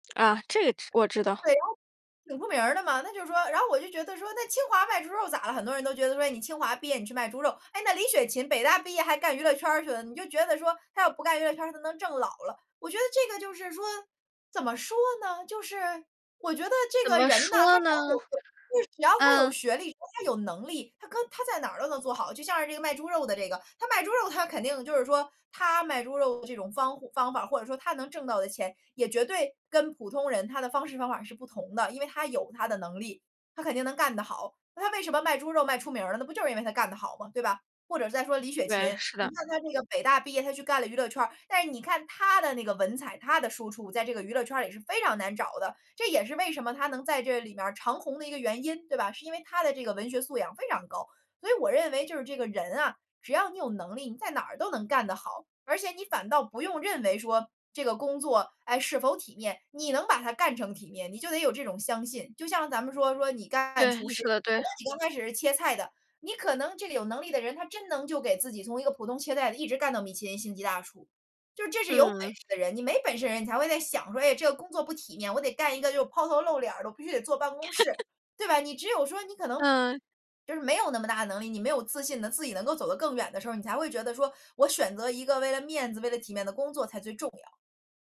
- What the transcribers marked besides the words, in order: other noise; other background noise; laugh
- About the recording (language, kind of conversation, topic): Chinese, podcast, 你会为了面子选择一份工作吗？